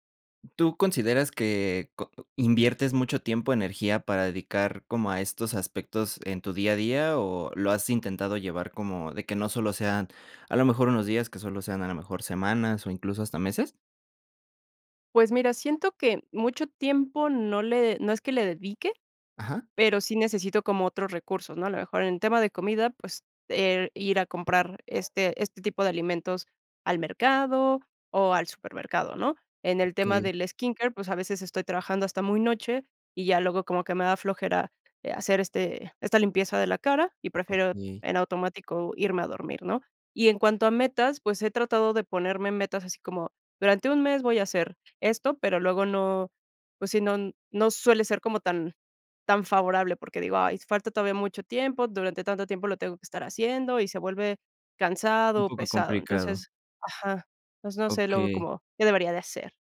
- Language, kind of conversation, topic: Spanish, advice, ¿Por qué te cuesta crear y mantener una rutina de autocuidado sostenible?
- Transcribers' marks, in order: in English: "skin care"